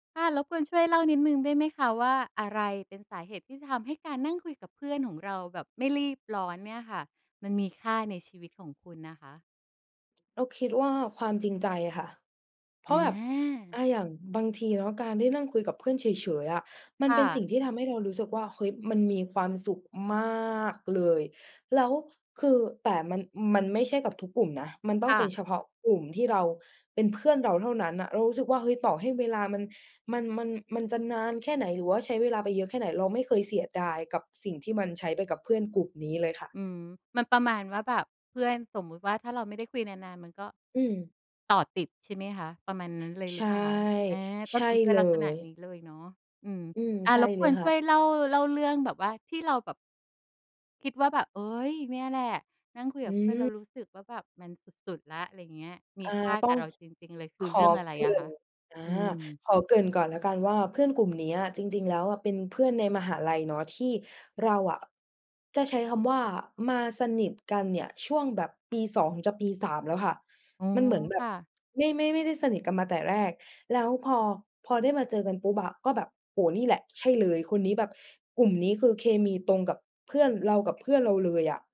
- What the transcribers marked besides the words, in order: stressed: "มาก"; tapping
- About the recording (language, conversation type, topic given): Thai, podcast, อะไรทำให้การนั่งคุยกับเพื่อนแบบไม่รีบมีค่าในชีวิตคุณ?
- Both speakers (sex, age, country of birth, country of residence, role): female, 20-24, Thailand, Thailand, guest; female, 45-49, Thailand, Thailand, host